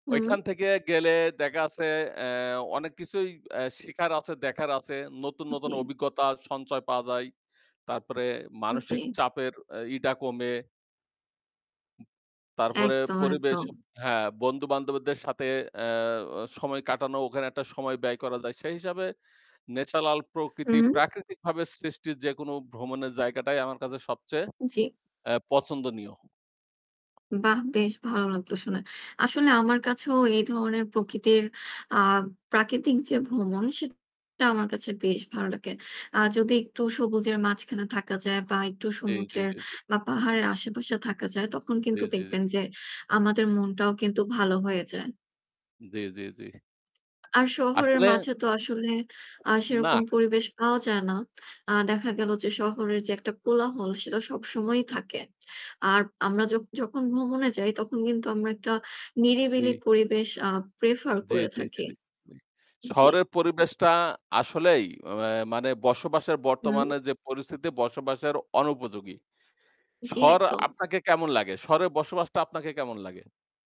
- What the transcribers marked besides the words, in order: static; "পাওয়া যায়" said as "পায়া যাই"; "ইয়ে" said as "ইটা"; other background noise; in English: "ন্যাচালাল"; "natural" said as "ন্যাচালাল"; tapping; distorted speech; in English: "prefer"
- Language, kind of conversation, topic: Bengali, unstructured, ভ্রমণ কীভাবে তোমাকে সুখী করে তোলে?